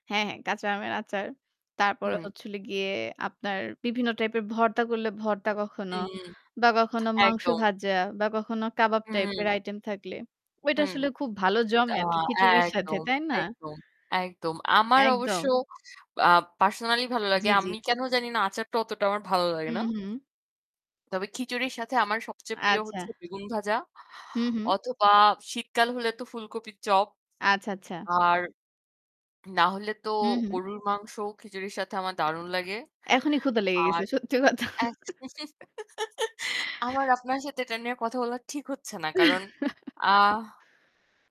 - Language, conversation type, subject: Bengali, unstructured, আপনার প্রিয় খাবারটি কীভাবে তৈরি করেন?
- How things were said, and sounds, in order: static; distorted speech; other background noise; tapping; laughing while speaking: "সত্যি কথা"; giggle; chuckle